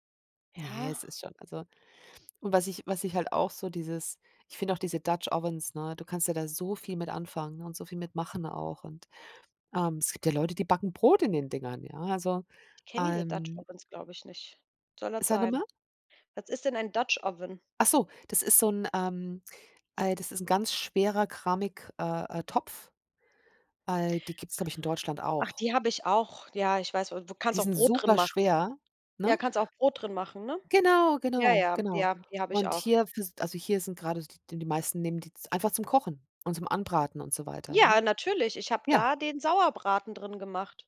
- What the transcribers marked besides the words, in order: none
- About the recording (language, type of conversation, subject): German, unstructured, Welches Essen erinnert dich am meisten an Zuhause?